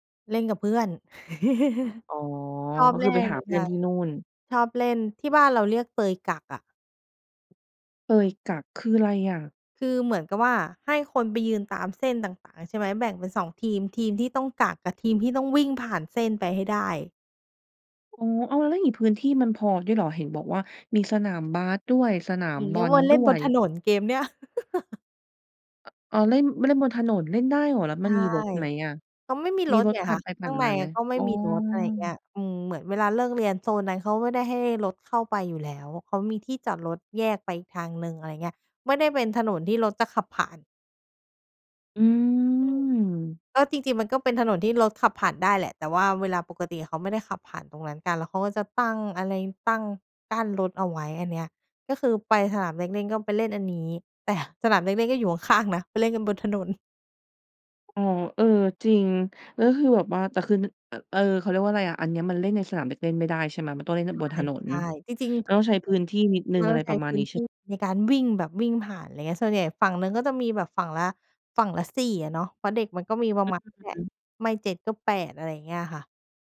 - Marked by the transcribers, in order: chuckle; chuckle; other background noise; other noise
- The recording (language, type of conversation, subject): Thai, podcast, คุณชอบเล่นเกมอะไรในสนามเด็กเล่นมากที่สุด?